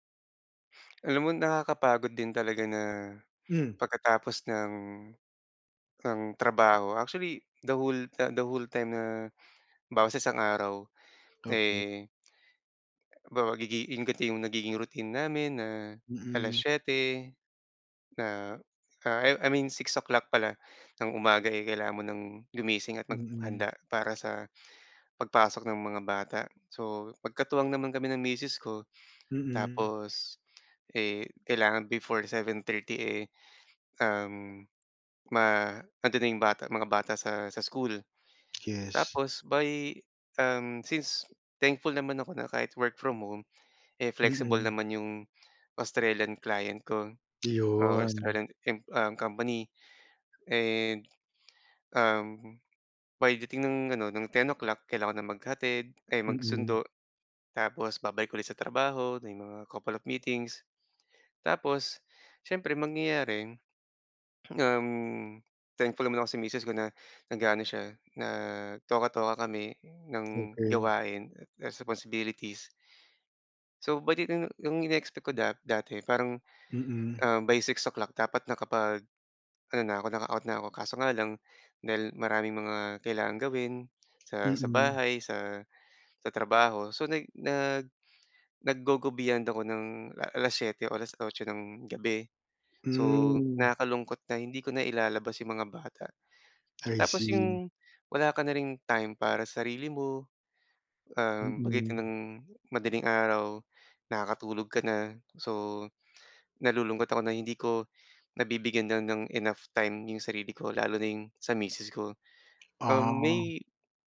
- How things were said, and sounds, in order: tapping; in English: "couple of meetings"
- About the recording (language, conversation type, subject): Filipino, advice, Paano ako makakapagpahinga para mabawasan ang pagod sa isip?